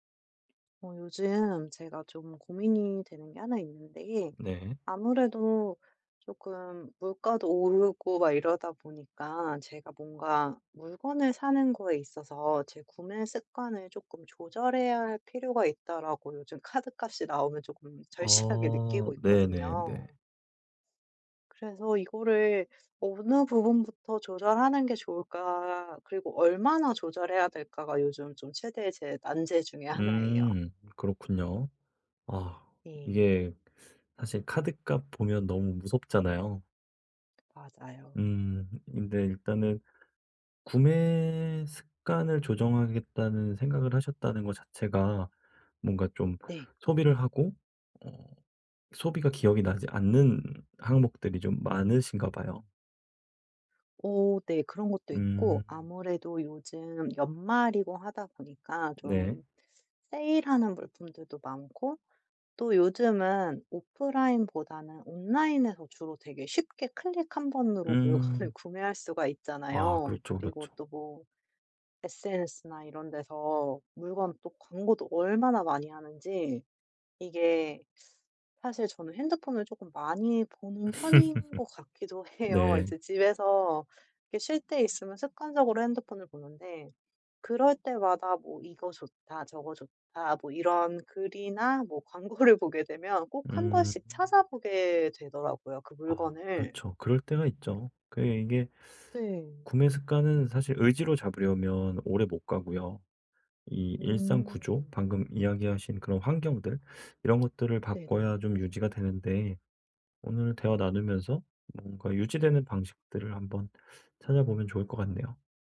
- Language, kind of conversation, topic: Korean, advice, 일상에서 구매 습관을 어떻게 조절하고 꾸준히 유지할 수 있을까요?
- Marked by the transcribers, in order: laughing while speaking: "절실하게"; tapping; other background noise; teeth sucking; laughing while speaking: "물건을"; laugh; laughing while speaking: "해요"; laughing while speaking: "광고를"; teeth sucking